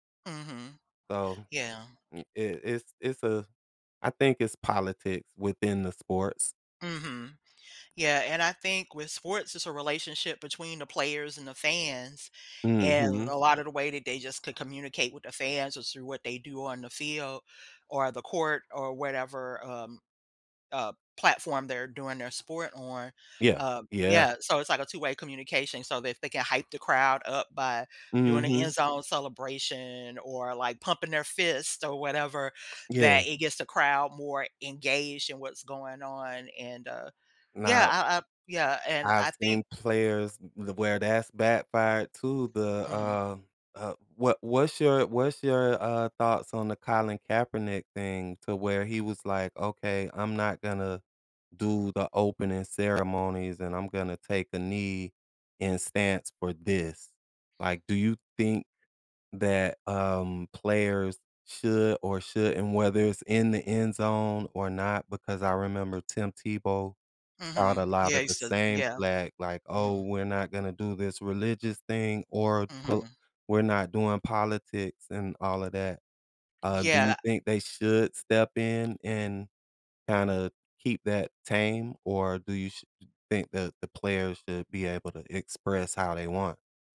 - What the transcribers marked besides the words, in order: tapping; other background noise
- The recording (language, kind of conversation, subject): English, unstructured, How should I balance personal expression with representing my team?
- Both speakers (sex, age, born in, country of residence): female, 50-54, United States, United States; male, 45-49, United States, United States